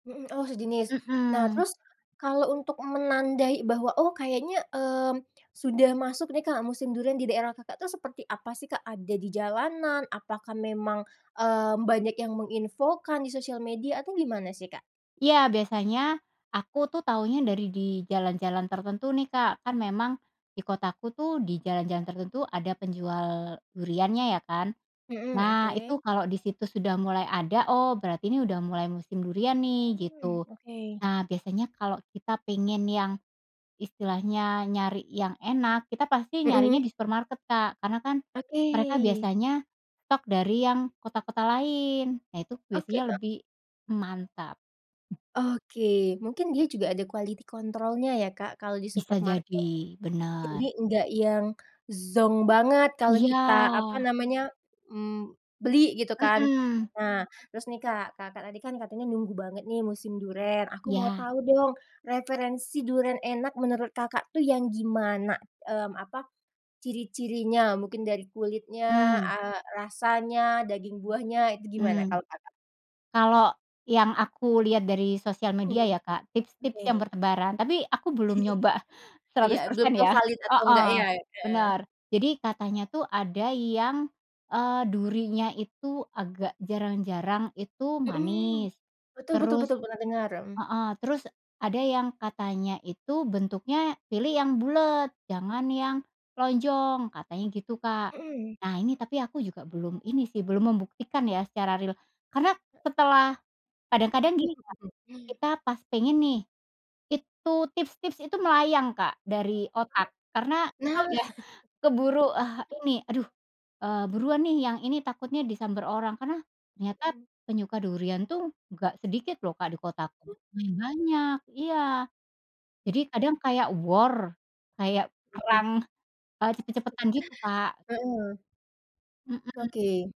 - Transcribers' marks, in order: other background noise; in English: "quality control-nya"; laugh; laughing while speaking: "nyoba"; laugh; laughing while speaking: "Nah"; other noise; in English: "war"; tapping
- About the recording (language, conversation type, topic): Indonesian, podcast, Tanaman musiman apa yang selalu kamu nantikan setiap tahun?